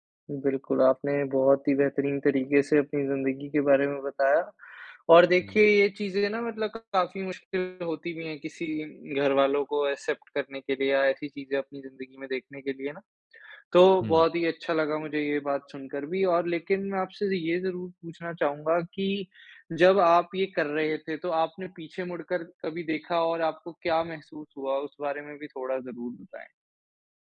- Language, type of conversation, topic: Hindi, podcast, क्या आप कोई ऐसा पल साझा करेंगे जब आपने खामोशी में कोई बड़ा फैसला लिया हो?
- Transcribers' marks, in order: in English: "एक्सेप्ट"